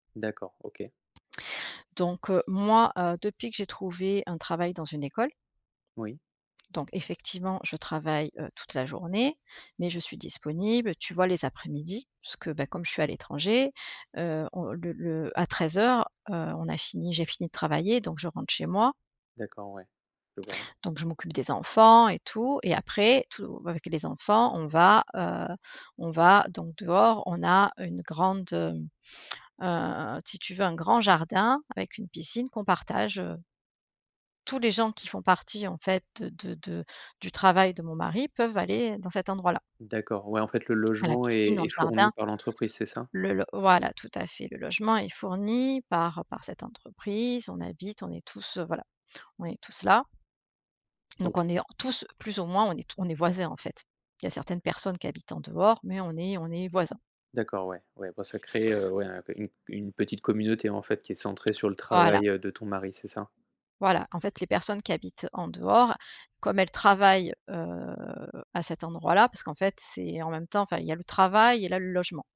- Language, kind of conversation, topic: French, advice, Comment te sens-tu quand tu te sens exclu(e) lors d’événements sociaux entre amis ?
- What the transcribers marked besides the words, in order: "si" said as "ti"; tapping